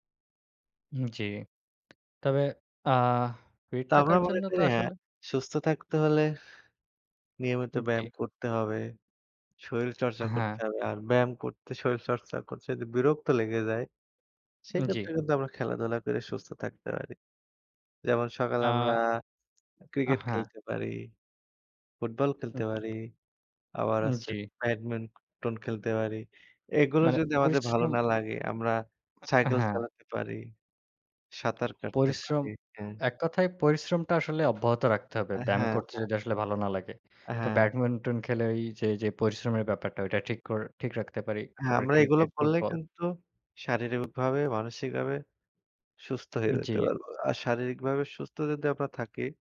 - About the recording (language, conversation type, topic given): Bengali, unstructured, আপনার দৈনন্দিন শরীরচর্চার রুটিন কেমন, আপনি কেন ব্যায়াম করতে পছন্দ করেন, এবং খেলাধুলা আপনার জীবনে কতটা গুরুত্বপূর্ণ?
- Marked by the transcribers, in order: tapping; other background noise